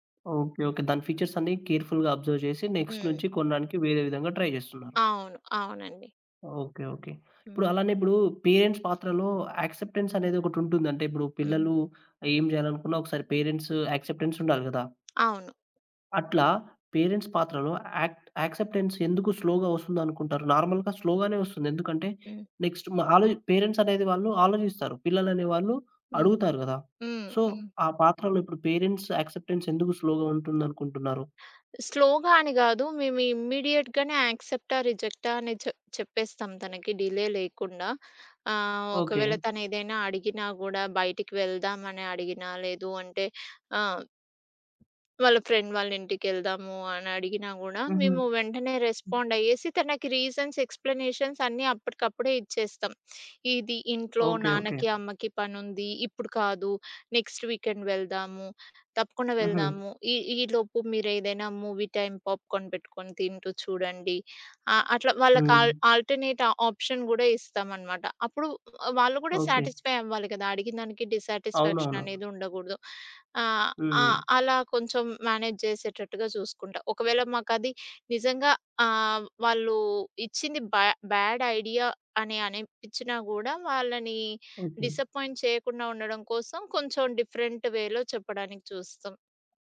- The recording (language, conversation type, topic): Telugu, podcast, మీ ఇంట్లో పిల్లల పట్ల ప్రేమాభిమానాన్ని ఎలా చూపించేవారు?
- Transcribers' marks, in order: in English: "కేర్‌ఫుల్‌గా అబ్జర్వ్"; in English: "నెక్స్ట్"; in English: "ట్రై"; in English: "పేరెంట్స్"; in English: "పేరెంట్స్"; tapping; in English: "పేరెంట్స్"; in English: "యాక్సెప్టెన్స్"; in English: "స్లోగా"; in English: "నార్మల్‌గా స్లోగానే"; in English: "నెక్స్ట్"; in English: "సో"; in English: "పేరెంట్స్ యాక్సెప్టెన్స్"; in English: "స్లోగా"; in English: "స్లోగా"; in English: "ఇమ్మీడియేట్‌గానే"; in English: "డిలే"; in English: "ఫ్రెండ్"; other background noise; in English: "రీజన్స్, ఎక్స్‌ప్లనేషన్స్"; in English: "నెక్స్ట్ వీకెండ్"; in English: "మూవీ టైమ్ పాప్‌కార్న్"; in English: "ఆల్ ఆల్‌టర్‌నేట్ ఆప్షన్"; in English: "సాటిస్ఫై"; in English: "మేనేజ్"; in English: "బ్యా బ్యాడ్"; in English: "డిసప్పాయింట్"; in English: "డిఫరెంట్ వేలో"